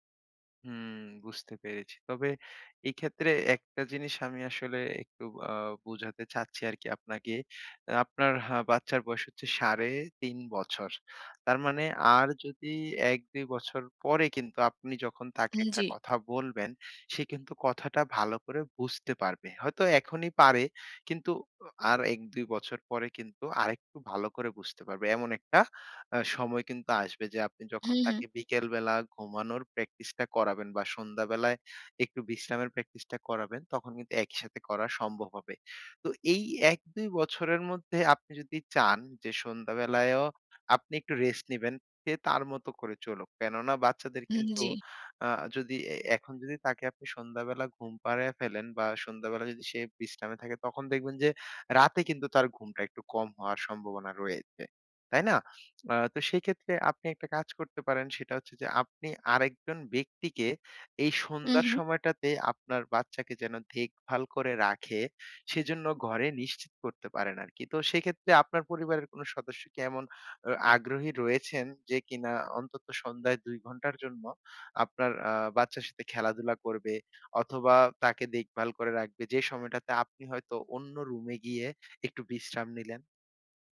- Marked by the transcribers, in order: none
- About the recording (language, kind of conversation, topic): Bengali, advice, সন্ধ্যায় কীভাবে আমি শান্ত ও নিয়মিত রুটিন গড়ে তুলতে পারি?